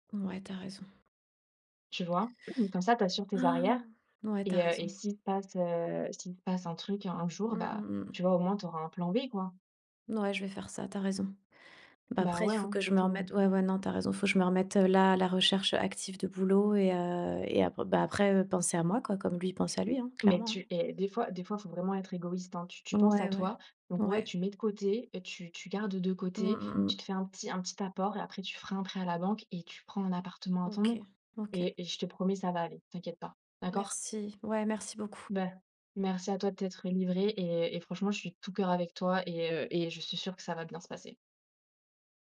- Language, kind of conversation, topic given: French, advice, Comment gérer des disputes financières fréquentes avec mon partenaire ?
- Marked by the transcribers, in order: other background noise